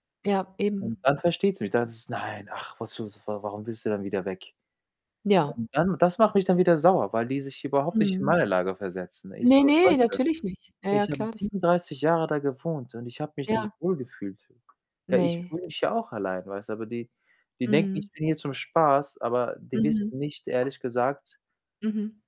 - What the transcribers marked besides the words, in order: static; distorted speech; other background noise
- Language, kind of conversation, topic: German, unstructured, Wie gehst du mit Streit in der Familie um?